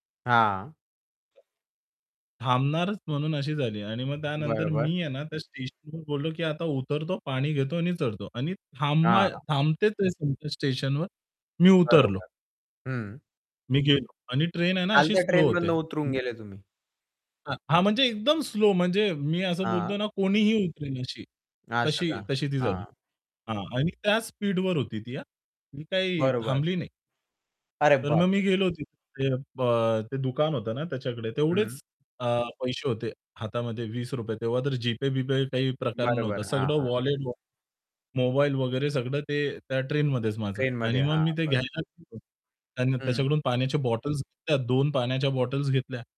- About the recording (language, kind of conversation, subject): Marathi, podcast, सामान हरवल्यावर तुम्हाला काय अनुभव आला?
- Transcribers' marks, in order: other background noise; distorted speech; static; surprised: "अरे बाप रे!"